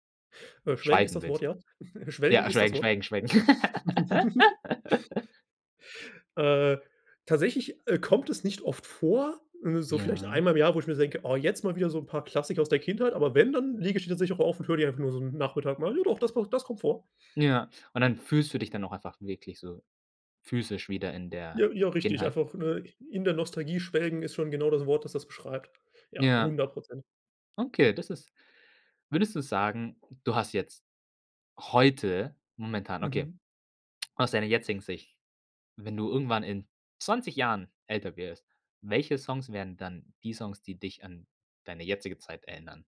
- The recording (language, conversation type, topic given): German, podcast, Welches Lied erinnert dich an deine Kindheit?
- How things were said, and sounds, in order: chuckle; laugh; other background noise; tapping